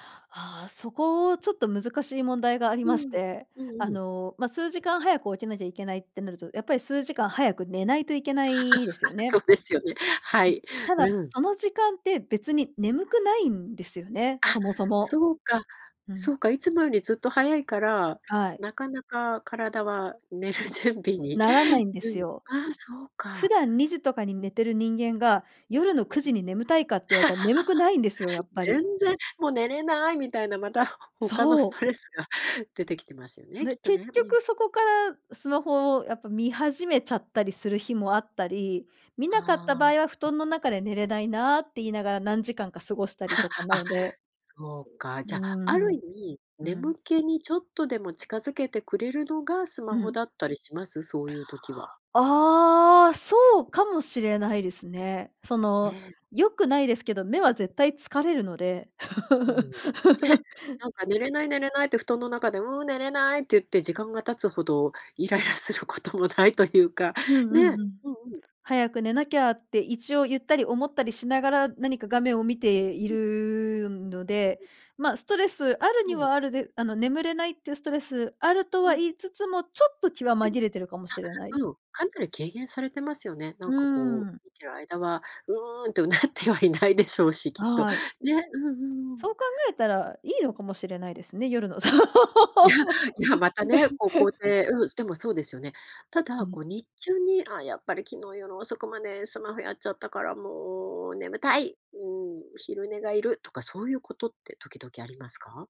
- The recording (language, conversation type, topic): Japanese, podcast, 夜にスマホを使うと睡眠に影響があると感じますか？
- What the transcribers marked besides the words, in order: laugh; laughing while speaking: "そうですよね"; laughing while speaking: "寝る準備に"; laugh; laughing while speaking: "またほ 他のストレスが"; laugh; laugh; laughing while speaking: "イライラすることもないというか"; laughing while speaking: "唸ってはいないでしょうし、きっと"; laugh